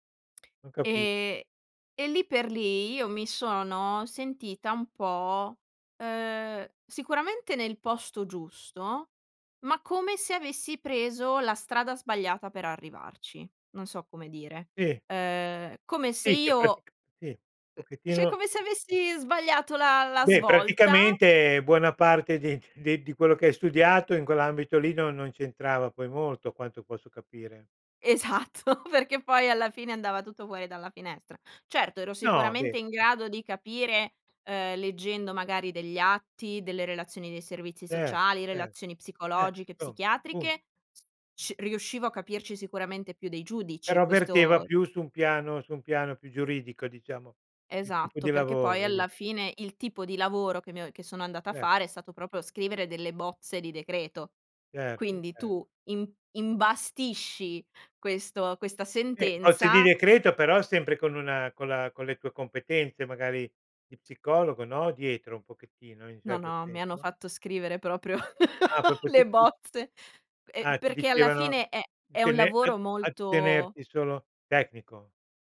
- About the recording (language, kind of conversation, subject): Italian, podcast, Ti capita di sentirti "a metà" tra due mondi? Com'è?
- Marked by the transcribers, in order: tapping; "cioè" said as "ceh"; laughing while speaking: "di d"; laughing while speaking: "Esatto"; "proprio" said as "propio"; other background noise; "proprio" said as "popio"; laugh